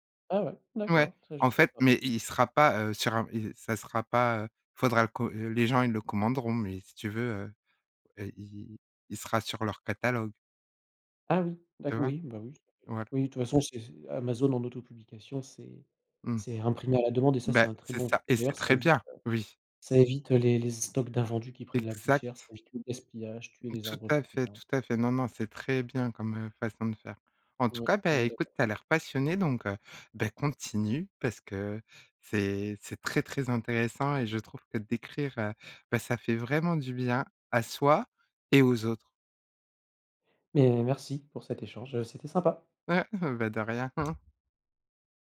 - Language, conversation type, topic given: French, podcast, Quelle compétence as-tu apprise en autodidacte ?
- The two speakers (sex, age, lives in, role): female, 40-44, France, host; male, 40-44, France, guest
- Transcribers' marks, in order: tapping; stressed: "très"; chuckle